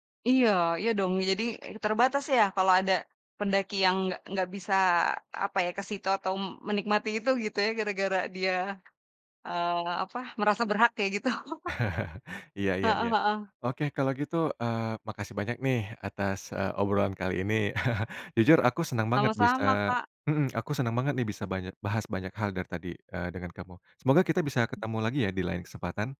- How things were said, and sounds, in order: other background noise; laughing while speaking: "gitu"; chuckle; chuckle
- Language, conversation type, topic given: Indonesian, podcast, Bagaimana cara menikmati alam tanpa merusaknya, menurutmu?